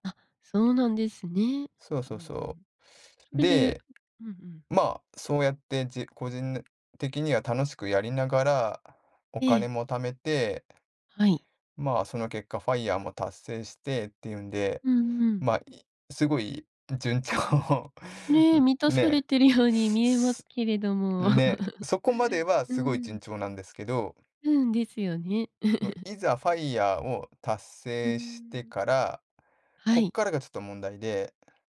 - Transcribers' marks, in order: tapping; laughing while speaking: "順調"; laugh; laugh
- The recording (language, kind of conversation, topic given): Japanese, advice, 自分の価値観や優先順位がはっきりしないのはなぜですか？